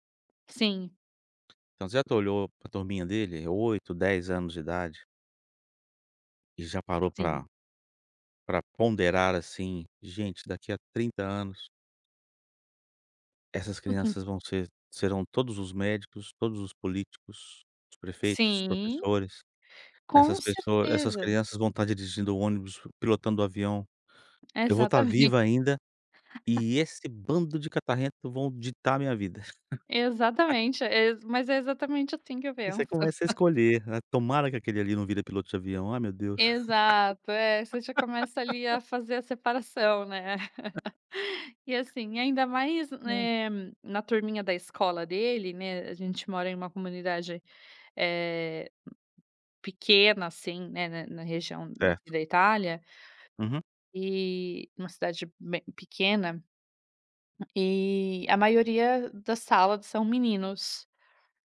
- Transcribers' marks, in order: tapping; laugh; chuckle; laugh
- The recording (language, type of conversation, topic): Portuguese, podcast, Como você equilibra o trabalho e o tempo com os filhos?